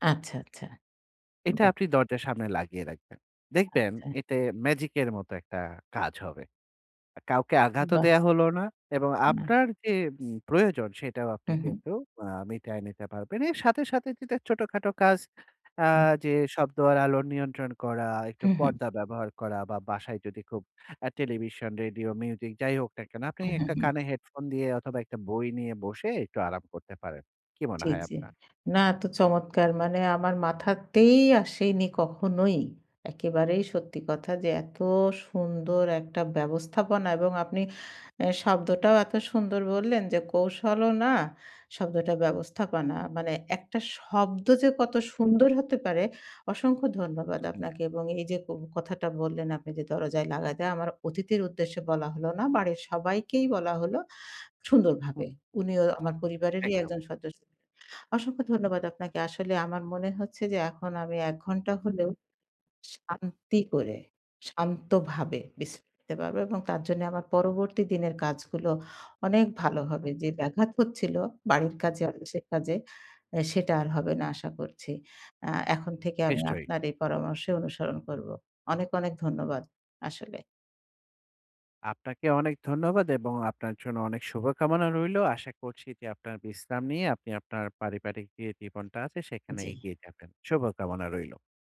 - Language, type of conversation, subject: Bengali, advice, বাড়িতে কীভাবে শান্তভাবে আরাম করে বিশ্রাম নিতে পারি?
- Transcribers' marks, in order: tapping; stressed: "মাথাতেই"